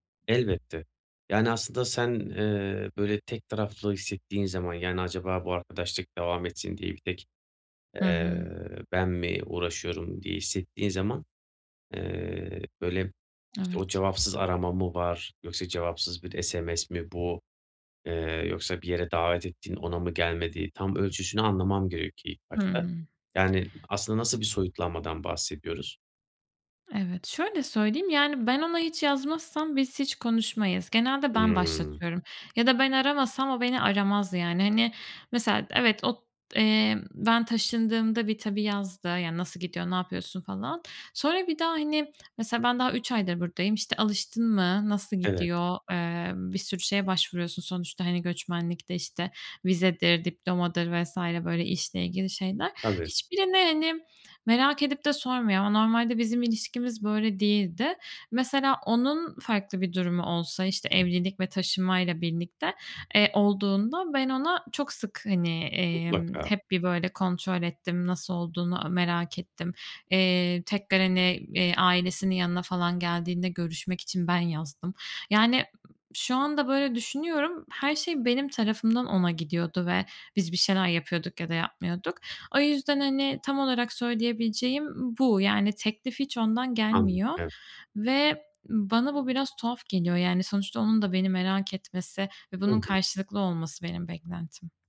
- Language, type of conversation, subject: Turkish, advice, Arkadaşlıkta çabanın tek taraflı kalması seni neden bu kadar yoruyor?
- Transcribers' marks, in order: none